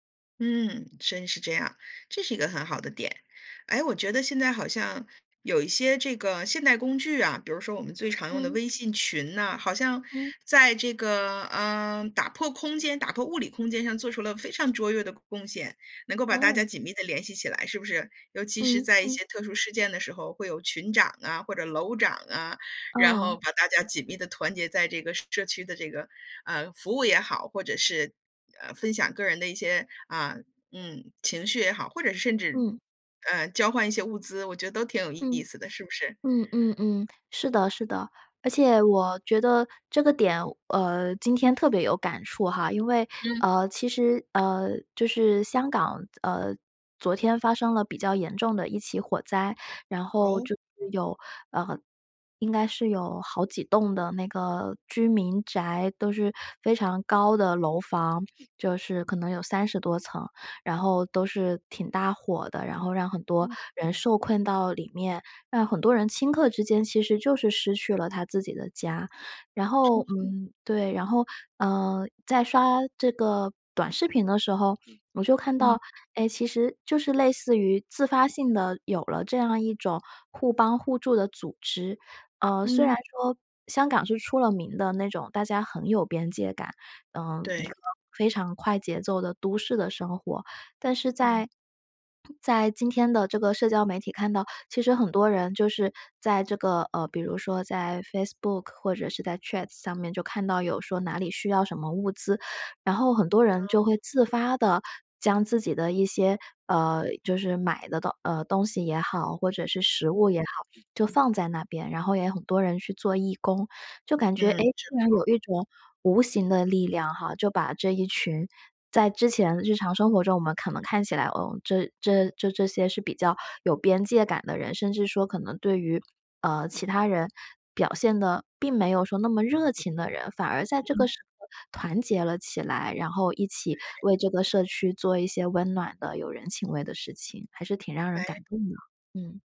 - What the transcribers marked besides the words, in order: other background noise; unintelligible speech
- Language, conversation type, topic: Chinese, podcast, 如何让社区更温暖、更有人情味？